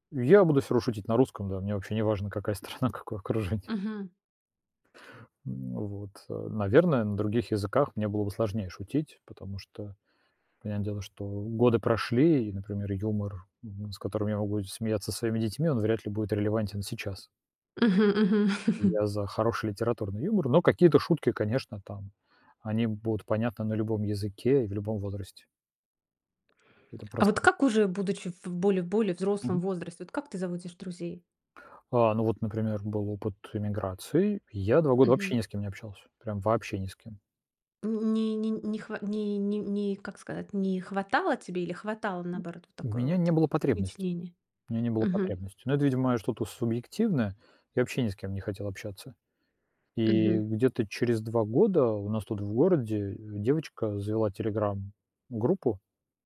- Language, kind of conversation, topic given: Russian, podcast, Как вы заводите друзей в новой среде?
- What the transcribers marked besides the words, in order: laughing while speaking: "страна, какое окружение"; chuckle; stressed: "вообще"; other noise